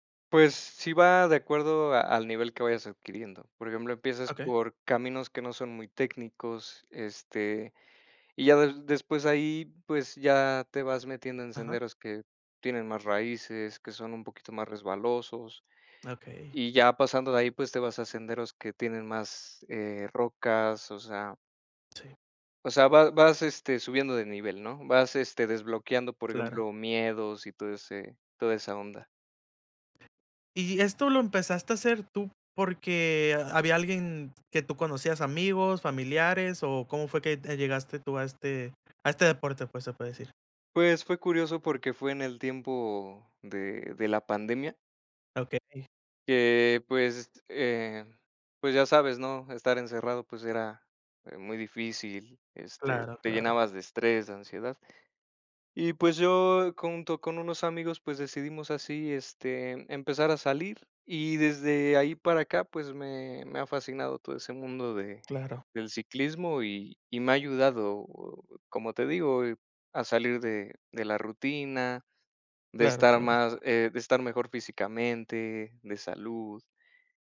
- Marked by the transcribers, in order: other background noise
- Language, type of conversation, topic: Spanish, unstructured, ¿Te gusta pasar tiempo al aire libre?